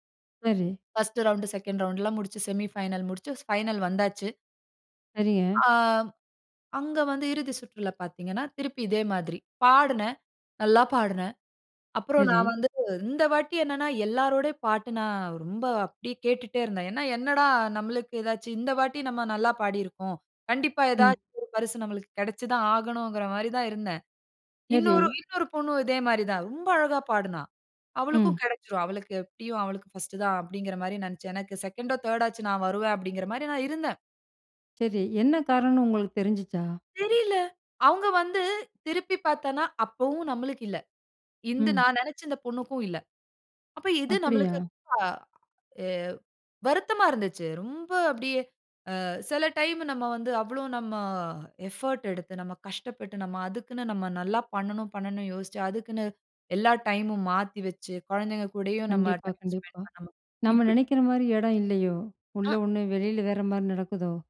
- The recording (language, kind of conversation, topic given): Tamil, podcast, ஒரு மிகப் பெரிய தோல்வியிலிருந்து நீங்கள் கற்றுக்கொண்ட மிக முக்கியமான பாடம் என்ன?
- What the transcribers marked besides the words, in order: in English: "செமி ஃபைனல்"; surprised: "தெரியல. அவுங்க வந்து திருப்பி பார்த்தேன்னா, அப்பவும் நம்மளுக்கு இல்லை"; in English: "எஃபர்ட்டு"